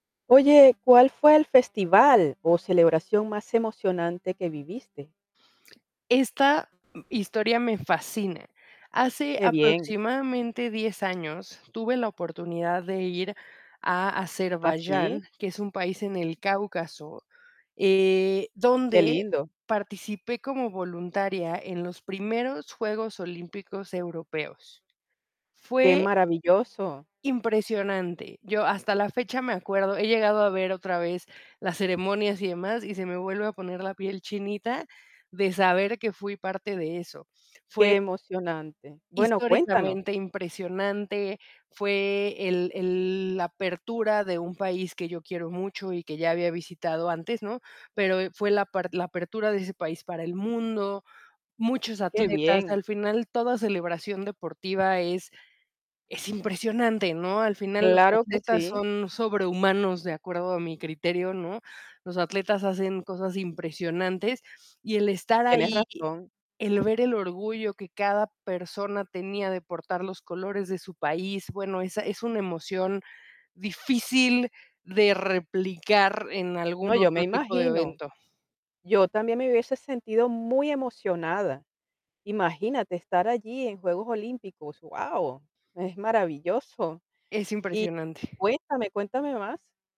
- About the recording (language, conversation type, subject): Spanish, podcast, ¿Cuál fue el festival o la celebración más emocionante que viviste?
- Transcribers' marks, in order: static; distorted speech; tapping